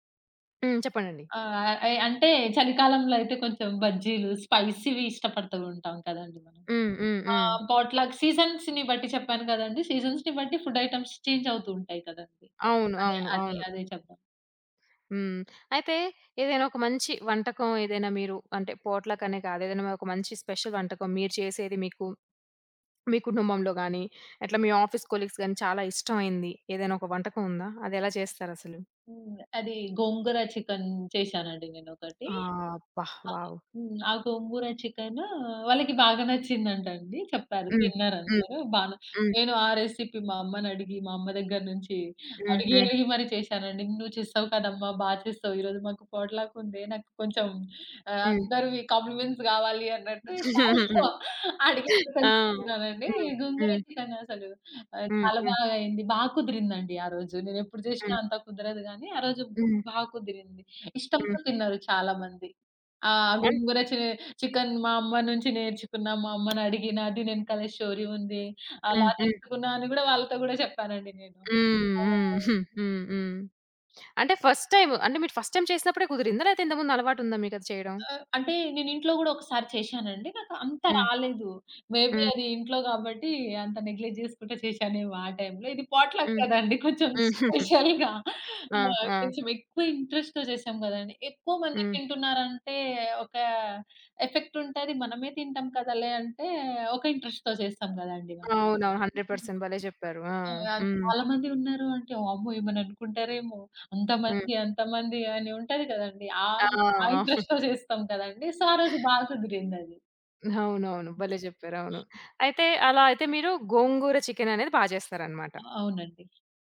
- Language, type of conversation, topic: Telugu, podcast, పొట్లక్ పార్టీలో మీరు ఎలాంటి వంటకాలు తీసుకెళ్తారు, ఎందుకు?
- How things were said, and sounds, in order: horn; in English: "స్పైసీవి"; in English: "పాట్‌లక్ సీజన్స్‌ని"; in English: "సీజన్స్‌ని"; in English: "ఫుడ్ ఐటెమ్స్"; in English: "స్పెషల్"; in English: "ఆఫీస్ కొలీగ్స్"; other background noise; tapping; in English: "వావ్!"; in English: "రెసిపీ"; in English: "కాంప్లిమెంట్స్"; giggle; unintelligible speech; chuckle; in English: "స్టోరీ"; giggle; in English: "ఫస్ట్"; in English: "ఫస్ట్ టైమ్"; in English: "మేబీ"; in English: "నెగ్లెక్ట్"; in English: "పాట్‌లక్"; giggle; in English: "స్పెషల్‌గా"; chuckle; in English: "ఇంట్రెస్ట్‌తో"; in English: "ఎఫెక్ట్"; in English: "హండ్రెడ్ పర్సెంట్"; in English: "ఇంట్రెస్ట్‌తో"; unintelligible speech; giggle; in English: "ఇంట్రెస్ట్‌తో"; in English: "సో"; unintelligible speech